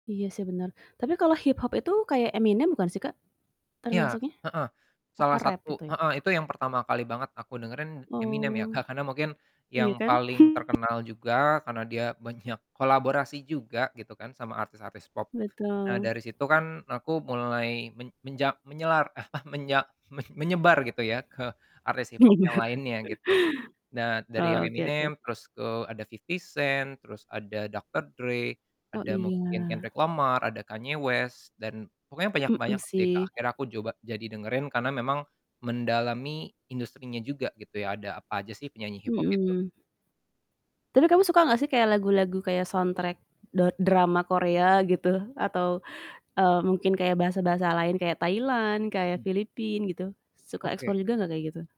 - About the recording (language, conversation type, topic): Indonesian, podcast, Bagaimana teknologi, seperti layanan streaming, mengubah pilihan musikmu?
- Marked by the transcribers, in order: distorted speech; other background noise; laughing while speaking: "apa"; laughing while speaking: "men"; laughing while speaking: "Bener"; chuckle; in English: "soundtrack"; in English: "explore"